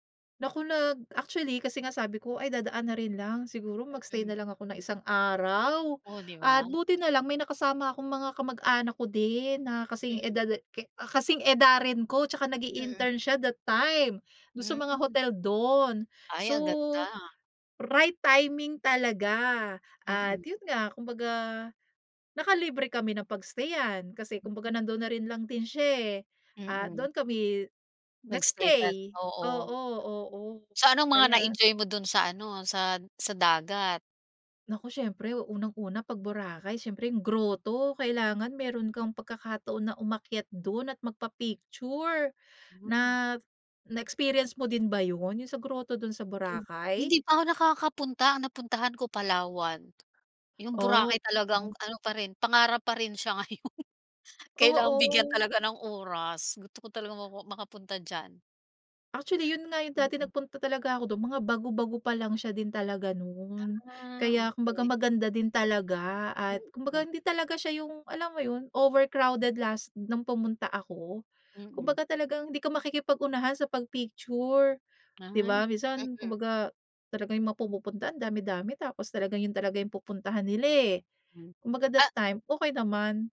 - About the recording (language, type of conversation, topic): Filipino, podcast, Anong simpleng bagay sa dagat ang lagi mong kinabibighanian?
- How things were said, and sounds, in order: unintelligible speech; laughing while speaking: "ngayon"